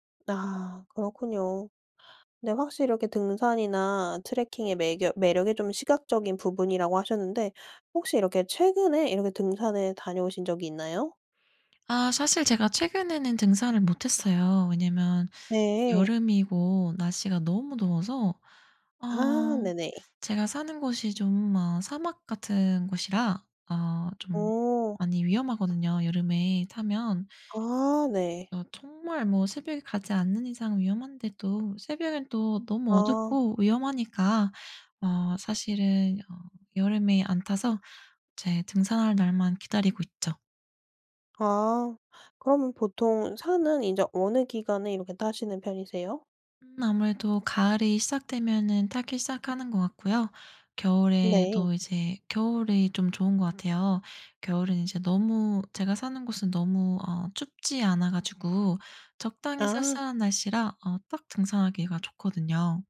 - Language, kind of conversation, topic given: Korean, podcast, 등산이나 트레킹은 어떤 점이 가장 매력적이라고 생각하시나요?
- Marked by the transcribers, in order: none